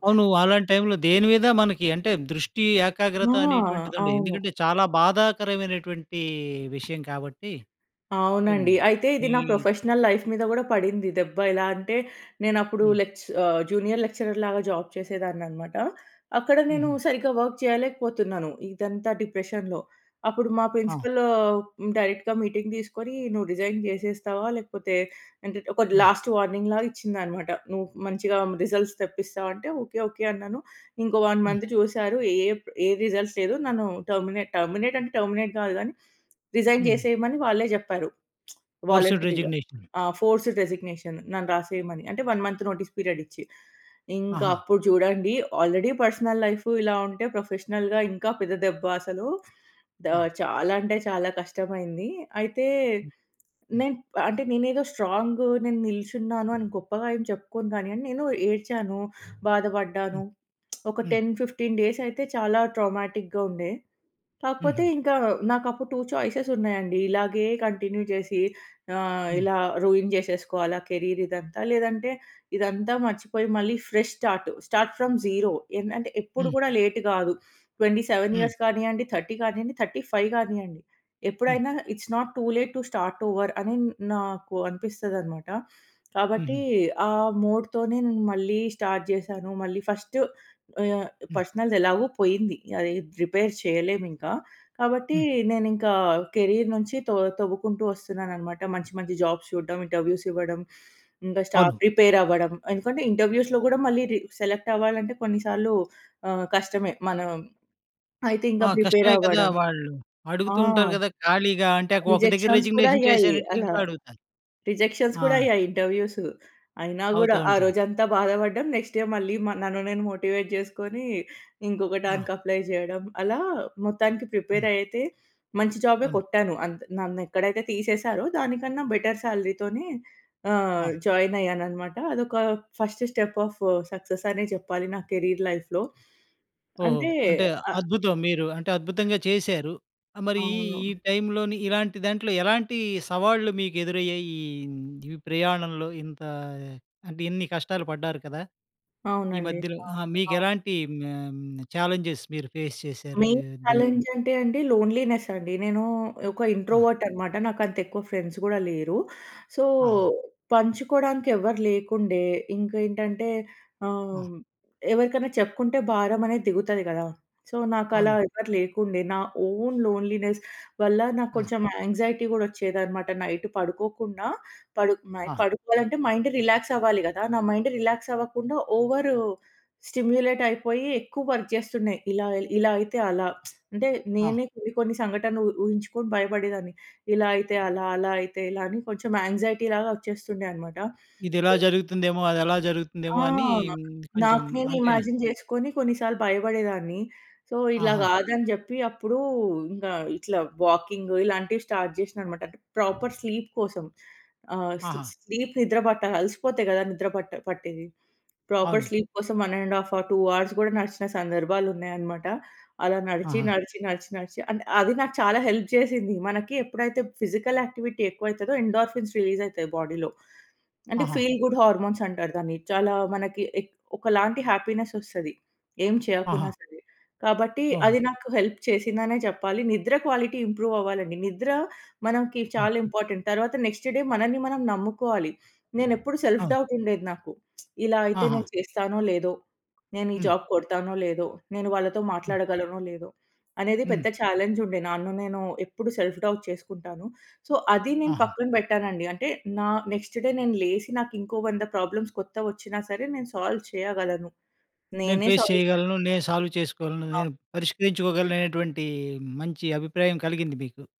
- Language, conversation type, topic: Telugu, podcast, మీ కోలుకునే ప్రయాణంలోని అనుభవాన్ని ఇతరులకు కూడా ఉపయోగపడేలా వివరించగలరా?
- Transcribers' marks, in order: tapping; in English: "ప్రొఫెషనల్ లైఫ్"; in English: "జూనియర్ లెక్చరర్"; in English: "జాబ్"; in English: "వర్క్"; in English: "డిప్రెషన్‌లో"; other background noise; in English: "ప్రిన్సిపల్"; in English: "డైరెక్ట్‌గా మీటింగ్"; in English: "రిజైన్"; in English: "లాస్ట్ వార్నింగ్"; in English: "రిజల్ట్స్"; in English: "వన్ మంత్ చూసారు"; in English: "రిజల్ట్స్"; in English: "టెర్మినేట్ టెర్మినేట్"; in English: "టెర్మినేట్"; in English: "ఫోర్స్డ్ రెసిగ్నేషన్"; in English: "రిజైన్"; lip smack; in English: "వాలంటరీగా"; in English: "ఫోర్స్డ్ రెసిగ్నేషన్"; in English: "వన్ మంత్ నోటీస్ పీరియడ్"; in English: "ఆల్రెడీ పర్సనల్ లైఫ్"; in English: "ప్రొఫెషనల్‌గా"; other noise; lip smack; in English: "టెన్ ఫిఫ్టీన్ డేస్"; in English: "ట్రామాటిక్‌గా"; in English: "టూ చాయిసెస్"; in English: "కంటిన్యూ"; in English: "రూయిన్"; in English: "కెరీర్"; in English: "ఫ్రెష్ స్టార్ట్. స్టార్ట్ ఫ్రామ్ జీరో"; in English: "లేట్"; in English: "ట్వంటీ సెవెన్ ఇయర్స్"; in English: "థర్టీ"; in English: "థర్టీ ఫైవ్"; in English: "ఇట్స్ నాట్ టూ లేట్ టు స్టార్ట్ ఓవర్"; in English: "స్టార్ట్"; in English: "ఫస్ట్"; in English: "రిపేర్"; in English: "కెరీర్"; in English: "జాబ్స్"; in English: "ఇంటర్వ్యూస్"; in English: "స్టా ప్రిపేర్"; in English: "ఇంటర్వ్యూస్‌లో"; in English: "సెలెక్ట్"; in English: "ప్రిపేర్"; in English: "రిజెక్షన్స్"; in English: "రిజిగ్నేషన్"; in English: "రిజెక్షన్స్"; in English: "నెక్స్ట్ డే"; in English: "మోటివేట్"; in English: "అప్లై"; in English: "ప్రిపేర్"; in English: "బెటర్"; in English: "ఫస్ట్ స్టెప్ ఆఫ్ సక్సెస్"; in English: "కెరీర్ లైఫ్‌లో"; in English: "ఛాలెంజెస్"; in English: "ఫేస్"; in English: "మెయిన్ చాలెంజ్"; in English: "ఫ్రెండ్స్"; in English: "సో"; in English: "సో"; in English: "ఓన్ లోన్లీనెస్"; in English: "యాంగ్జైటీ"; in English: "నైట్"; in English: "మైండ్ రిలాక్స్"; in English: "మైండ్ రిలాక్స్"; in English: "ఓవర్ స్టిమ్యులేట్"; in English: "వర్క్"; lip smack; in English: "యాంక్సైటీ"; in English: "సొ"; in English: "ఇమాజిన్"; in English: "సో"; in English: "స్టార్ట్"; in English: "ప్రాపర్ స్లీప్"; in English: "స్లీ స్లీప్"; in English: "ప్రాపర్ స్లీప్"; in English: "వన్ అండ్ హాఫ్ అవర్, టూ అవర్స్"; in English: "హెల్ప్"; in English: "ఫిజికల్ యాక్టివిటీ"; in English: "ఎండార్ఫిన్స్ రిలీజ్"; in English: "బాడీలో"; in English: "ఫీల్ గుడ్ హార్మోన్స్"; in English: "హ్యాపీనెస్"; in English: "హెల్ప్"; in English: "క్వాలిటీ ఇంప్రూవ్"; in English: "ఇంపార్టెంట్"; in English: "నెక్స్ట్ డే"; in English: "సెల్ఫ్ డౌట్"; lip smack; in English: "జాబ్"; in English: "చాలెంజ్"; in English: "సెల్ఫ్ డౌట్"; in English: "సో"; in English: "నెక్స్ట్ డే"; in English: "ప్రాబ్లమ్స్"; in English: "సాల్వ్"; in English: "సాల్వ్"; in English: "ఫేస్"; in English: "సాల్వ్"